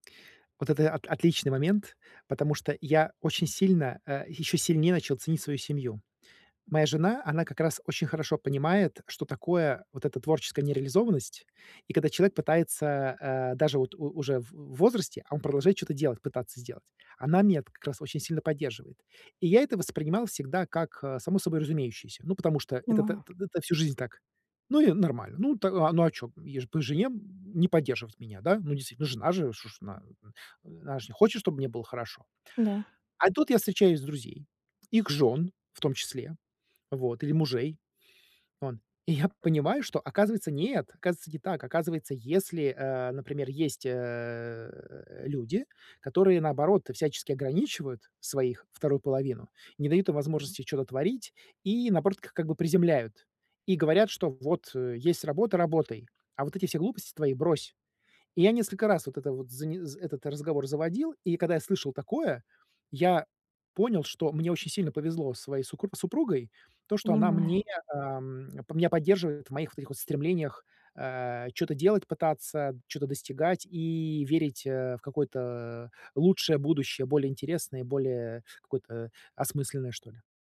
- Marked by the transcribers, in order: none
- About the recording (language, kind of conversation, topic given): Russian, advice, Как мне найти смысл жизни после расставания и утраты прежних планов?